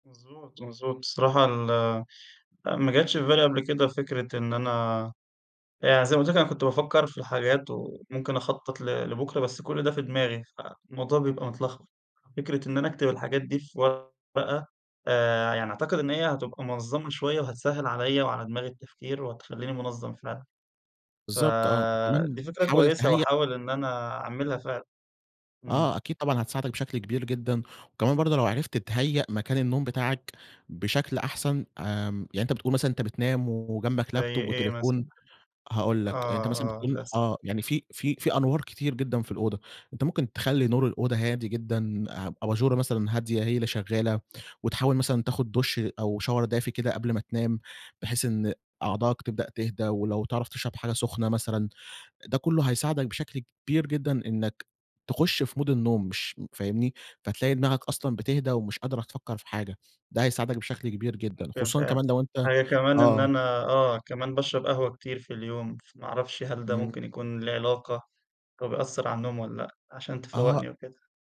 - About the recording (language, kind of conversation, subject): Arabic, advice, ليه ببقى مش قادر أنام بالليل رغم إني تعبان؟
- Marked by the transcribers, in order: in English: "لابتوب"; in English: "شاور"; in English: "مود"; unintelligible speech